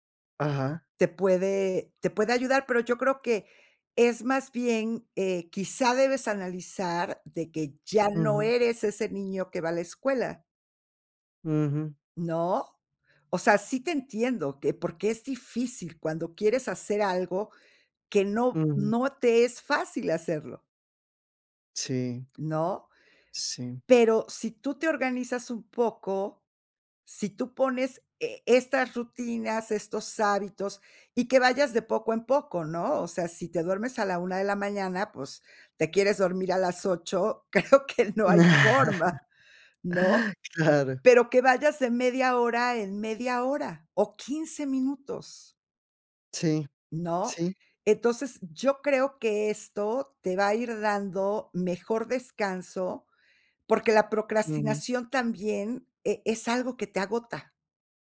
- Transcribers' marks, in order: tapping; other background noise; laugh; laughing while speaking: "creo que no hay forma"
- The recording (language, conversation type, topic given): Spanish, advice, ¿Qué te está costando más para empezar y mantener una rutina matutina constante?